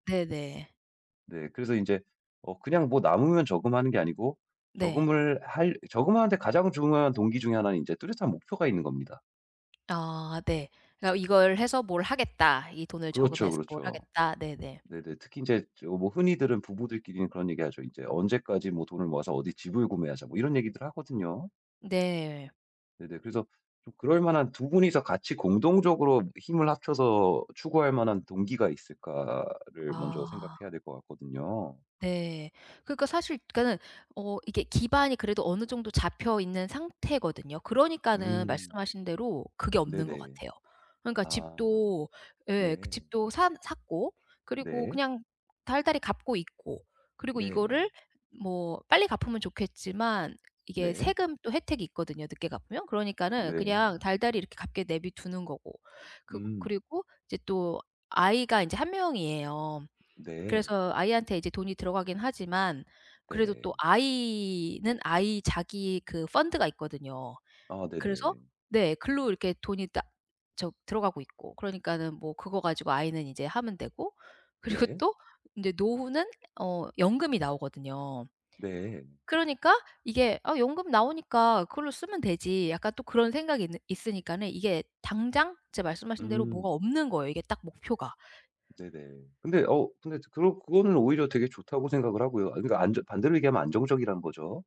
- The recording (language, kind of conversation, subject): Korean, advice, 지출을 어떻게 통제하고 저축의 우선순위를 어떻게 정하면 좋을까요?
- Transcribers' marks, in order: tapping; other background noise; put-on voice: "펀드가"; laughing while speaking: "그리고"